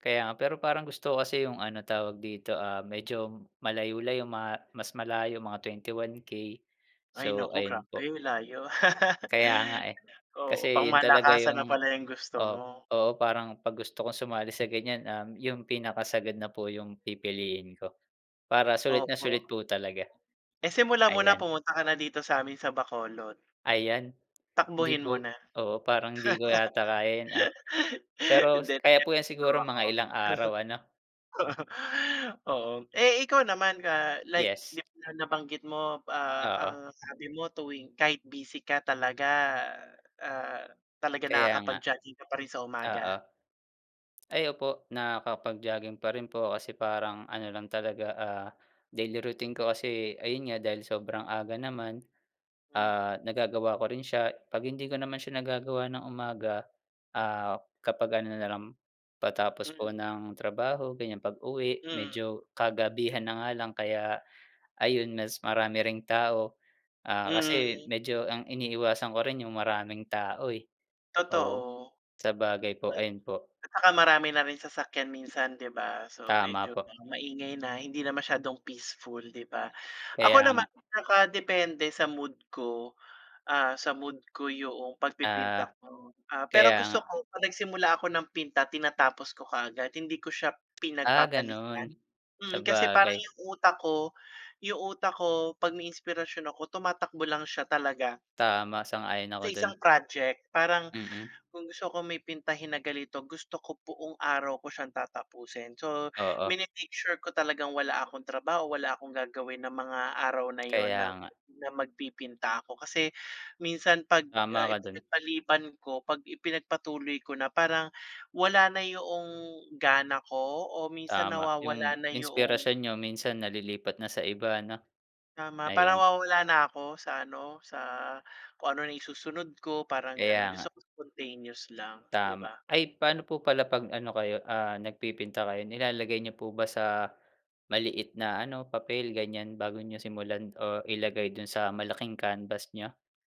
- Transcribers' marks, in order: laugh; laugh; laugh; in English: "spontaneous"
- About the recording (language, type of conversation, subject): Filipino, unstructured, Anong libangan ang nagbibigay sa’yo ng kapayapaan ng isip?